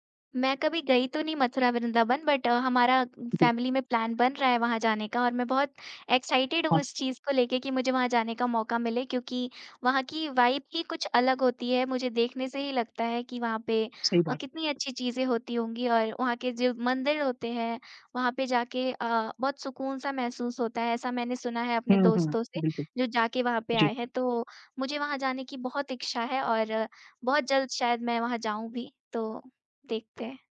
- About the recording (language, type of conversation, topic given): Hindi, unstructured, क्या आपने कभी कोई ऐसी ऐतिहासिक जगह देखी है जिसने आपको हैरान कर दिया हो?
- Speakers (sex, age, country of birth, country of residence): female, 20-24, India, India; male, 50-54, India, India
- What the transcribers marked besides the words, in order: in English: "बट"; in English: "फैमिली"; unintelligible speech; in English: "प्लान"; in English: "एक्साइटेड"; in English: "वाइब"; other background noise